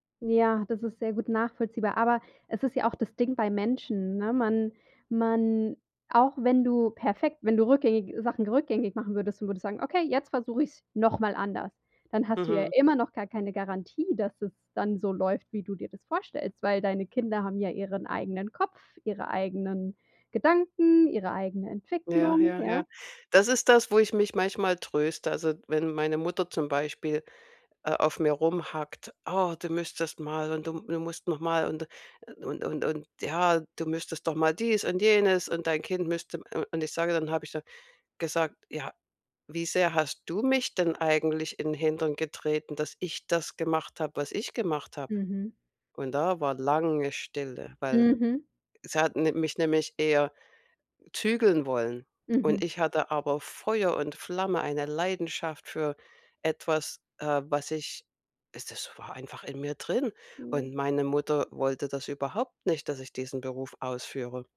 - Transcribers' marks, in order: none
- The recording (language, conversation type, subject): German, advice, Warum fühle ich mich minderwertig, wenn ich mich mit meinen Freund:innen vergleiche?